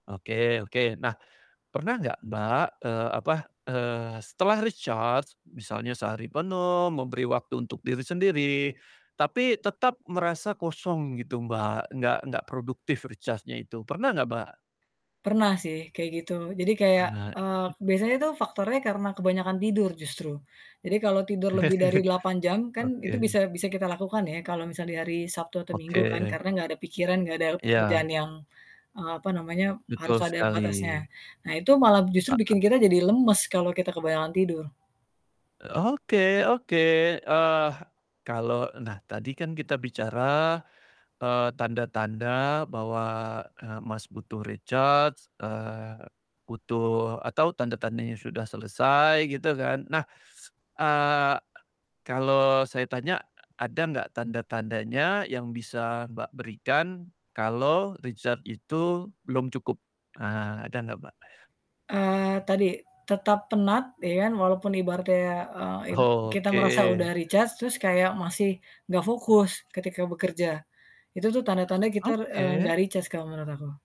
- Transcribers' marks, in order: in English: "recharge"; in English: "recharge-nya"; other background noise; other noise; chuckle; tapping; in English: "recharge"; in English: "recharge"; laughing while speaking: "Oke"; in English: "recharge"; in English: "recharge"
- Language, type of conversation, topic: Indonesian, podcast, Bagaimana cara kamu mengisi ulang energi setelah menjalani minggu kerja yang berat?